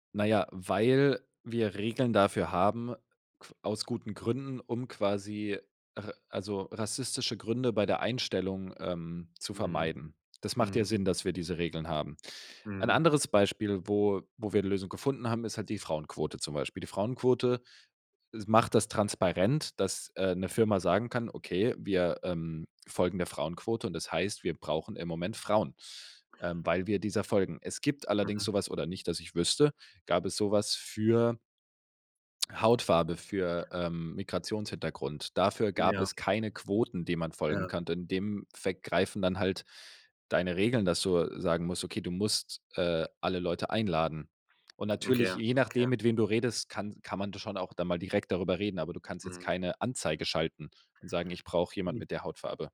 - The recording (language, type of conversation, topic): German, podcast, Was bedeutet für dich gute Repräsentation in den Medien?
- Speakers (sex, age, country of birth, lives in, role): male, 25-29, Germany, Germany, guest; male, 25-29, Germany, Germany, host
- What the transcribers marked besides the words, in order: other background noise